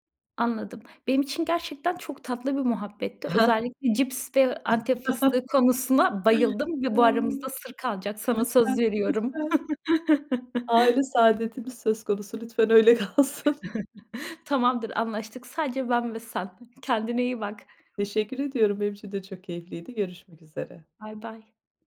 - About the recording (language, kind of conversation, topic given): Turkish, podcast, Markette alışveriş yaparken nelere dikkat ediyorsun?
- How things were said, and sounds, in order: chuckle; other background noise; laugh; unintelligible speech; laugh; tapping; laughing while speaking: "öyle kalsın"; chuckle